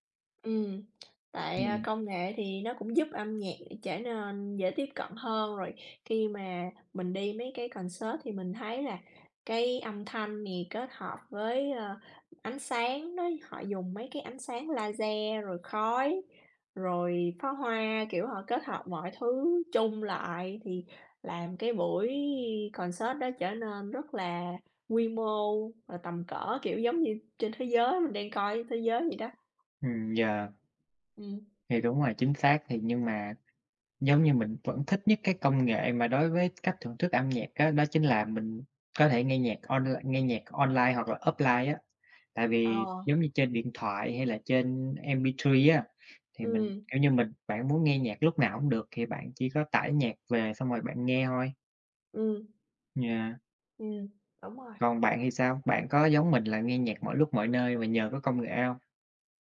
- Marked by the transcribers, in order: lip smack; in English: "concert"; tapping; in English: "laser"; in English: "concert"; other background noise
- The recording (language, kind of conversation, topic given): Vietnamese, unstructured, Bạn thích đi dự buổi biểu diễn âm nhạc trực tiếp hay xem phát trực tiếp hơn?